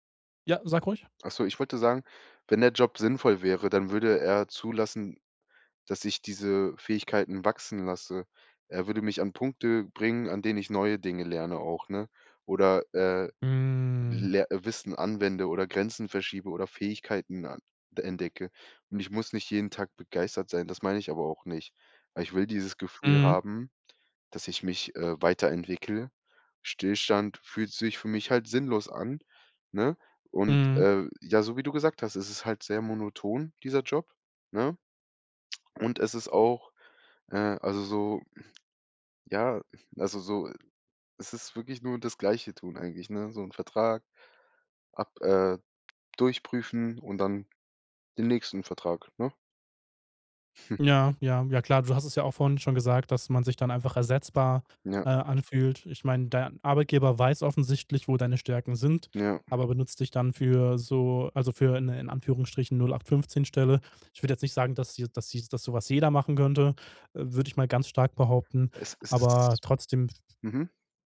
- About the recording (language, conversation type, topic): German, podcast, Was macht einen Job für dich sinnvoll?
- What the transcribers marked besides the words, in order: giggle